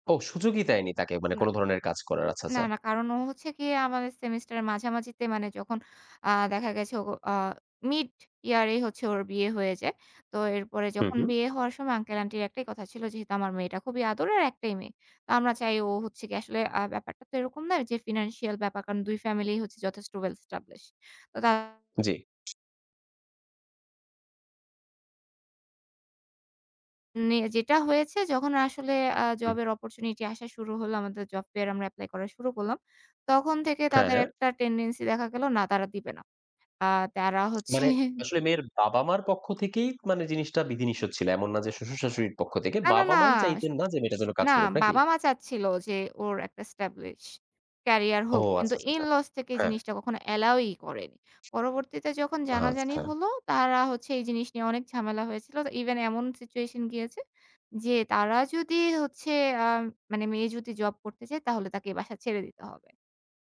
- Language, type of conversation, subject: Bengali, podcast, সন্তান হলে পেশা চালিয়ে যাবেন, নাকি কিছুদিন বিরতি নেবেন—আপনি কী ভাবেন?
- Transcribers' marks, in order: other background noise; in English: "টেনডেন্সি"; tapping; joyful: "না, না, না"